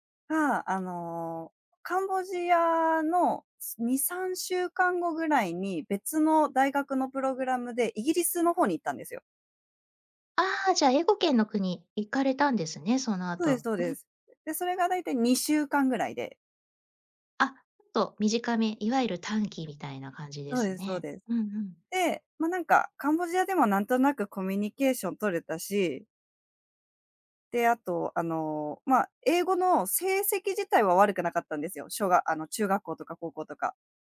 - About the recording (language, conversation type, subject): Japanese, podcast, 人生で一番の挑戦は何でしたか？
- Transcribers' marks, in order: other noise